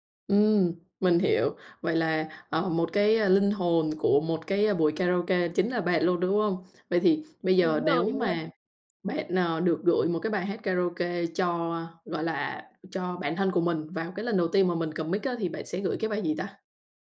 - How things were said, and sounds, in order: tapping
- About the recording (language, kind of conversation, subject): Vietnamese, podcast, Bạn có nhớ lần đầu tiên đi hát karaoke là khi nào và bạn đã chọn bài gì không?